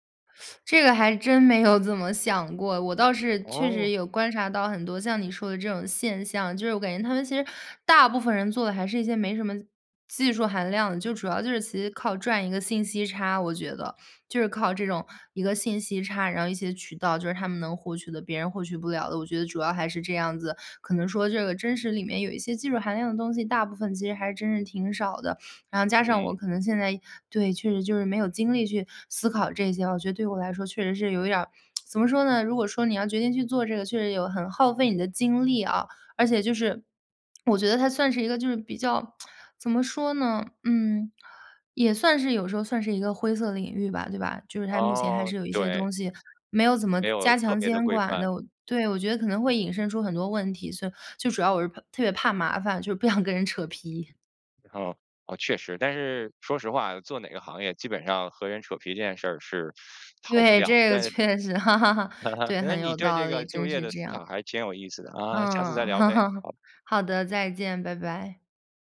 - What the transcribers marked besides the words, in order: teeth sucking; laughing while speaking: "有"; tsk; lip smack; tsk; laughing while speaking: "不想"; laughing while speaking: "确实"; chuckle; chuckle
- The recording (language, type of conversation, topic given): Chinese, podcast, 当爱情与事业发生冲突时，你会如何取舍？